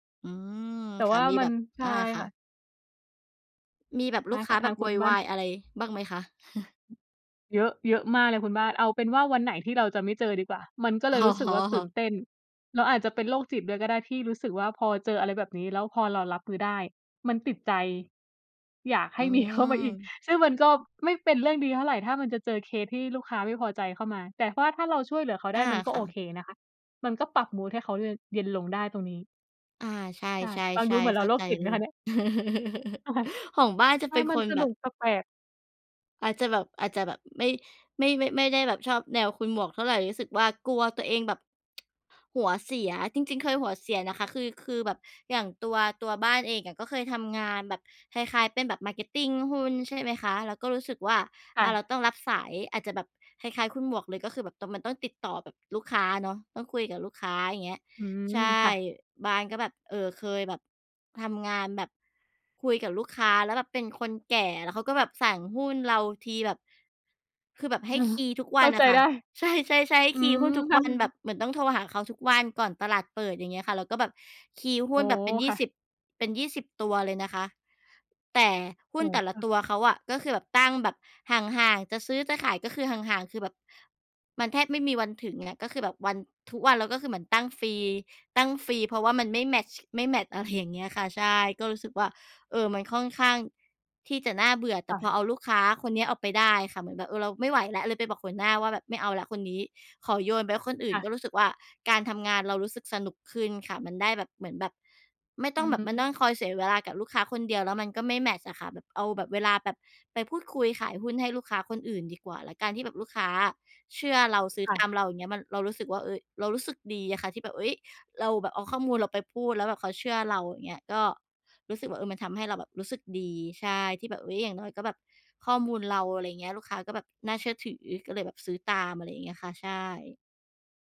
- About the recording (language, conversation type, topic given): Thai, unstructured, คุณทำส่วนไหนของงานแล้วรู้สึกสนุกที่สุด?
- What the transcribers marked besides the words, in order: chuckle; other background noise; laughing while speaking: "อ๋อ"; laughing while speaking: "ให้มี"; chuckle; laughing while speaking: "ค่ะ"; tapping